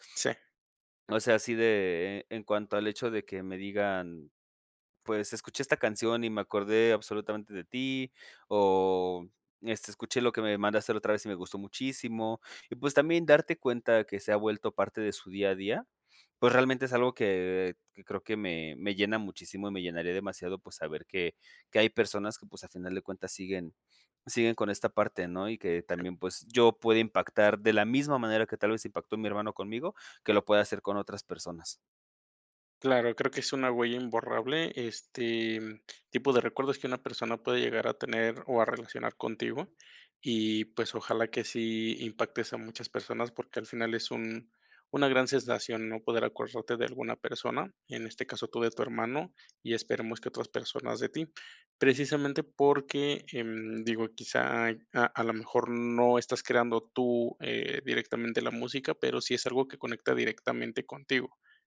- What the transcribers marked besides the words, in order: none
- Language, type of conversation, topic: Spanish, podcast, ¿Qué canción o música te recuerda a tu infancia y por qué?